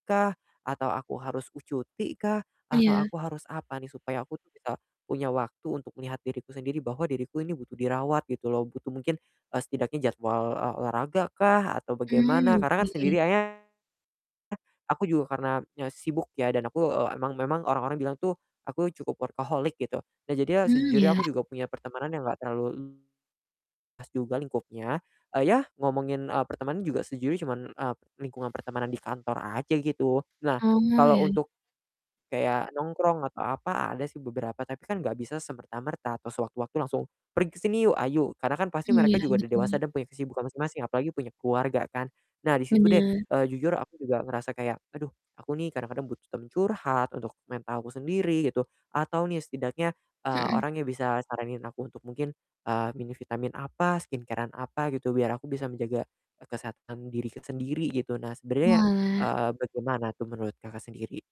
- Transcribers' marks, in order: distorted speech; other background noise; static; in English: "skincare-an"
- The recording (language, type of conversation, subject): Indonesian, advice, Bagaimana saya bisa memasukkan perawatan diri untuk kesehatan mental ke dalam rutinitas harian saya?